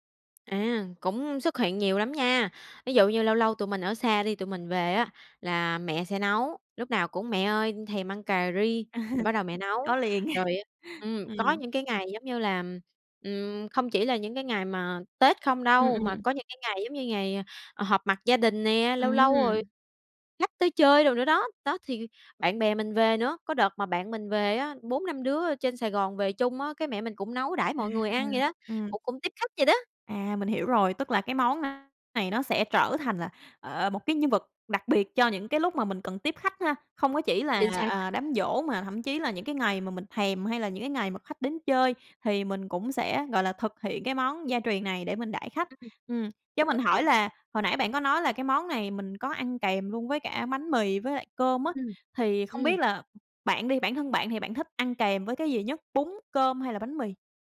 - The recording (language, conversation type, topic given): Vietnamese, podcast, Bạn nhớ món ăn gia truyền nào nhất không?
- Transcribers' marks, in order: tapping; laughing while speaking: "À"; laugh; other background noise